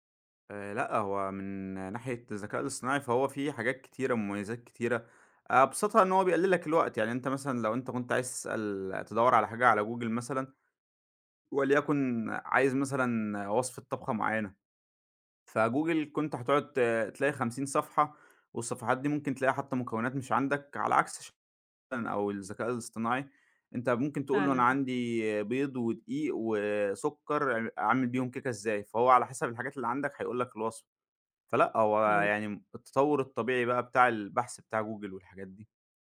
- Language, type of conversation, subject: Arabic, podcast, إزاي بتحط حدود للذكاء الاصطناعي في حياتك اليومية؟
- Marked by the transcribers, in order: tapping; unintelligible speech